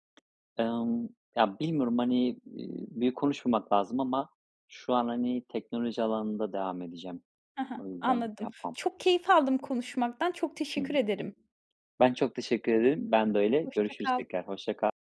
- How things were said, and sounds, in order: other background noise; tapping
- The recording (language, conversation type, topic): Turkish, podcast, Zamanını yönetirken hobine nasıl vakit ayırıyorsun?